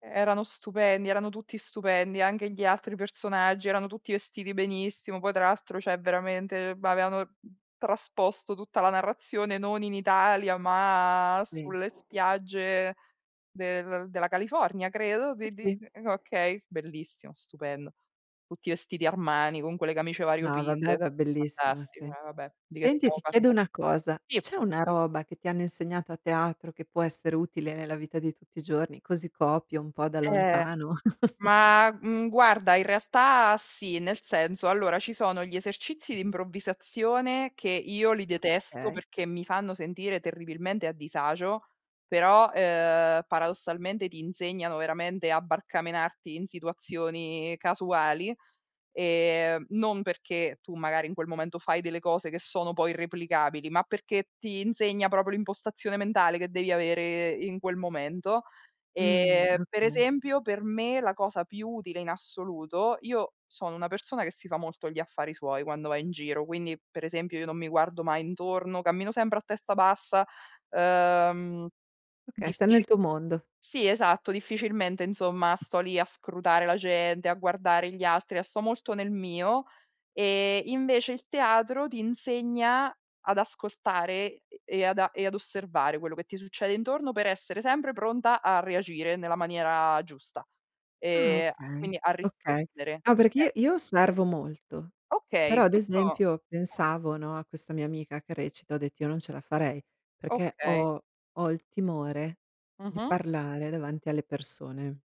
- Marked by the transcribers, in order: "cioè" said as "ceh"; drawn out: "ma"; chuckle
- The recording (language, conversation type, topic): Italian, unstructured, In che modo il teatro può insegnarci qualcosa sulla vita?
- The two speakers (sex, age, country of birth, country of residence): female, 35-39, Italy, Italy; female, 45-49, Italy, United States